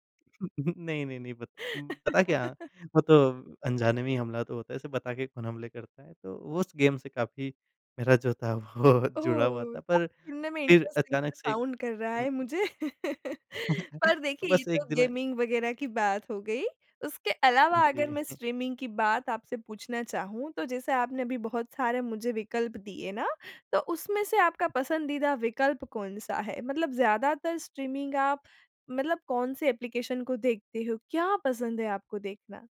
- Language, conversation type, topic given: Hindi, podcast, यूट्यूब और स्ट्रीमिंग ने तुम्हारी पुरानी पसंदें कैसे बदल दीं?
- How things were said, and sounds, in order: chuckle; laugh; in English: "गेम"; unintelligible speech; laughing while speaking: "वो जुड़ा हुआ था"; in English: "इंटरेस्टिंग"; in English: "साउंड"; laugh; chuckle; chuckle